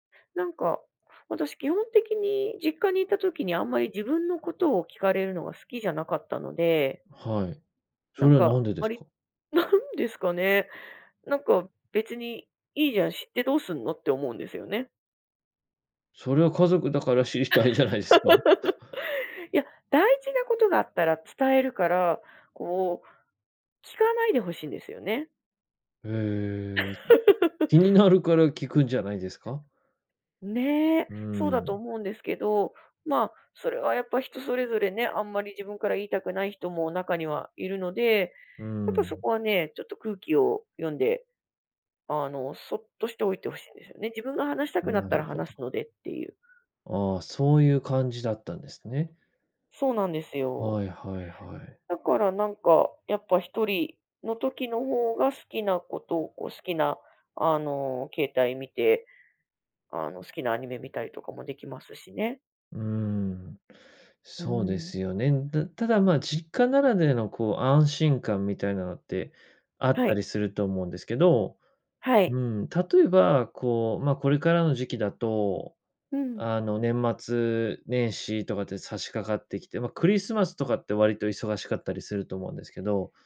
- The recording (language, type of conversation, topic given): Japanese, podcast, 夜、家でほっとする瞬間はいつですか？
- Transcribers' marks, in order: laughing while speaking: "知りたいじゃないすか"; laugh; laugh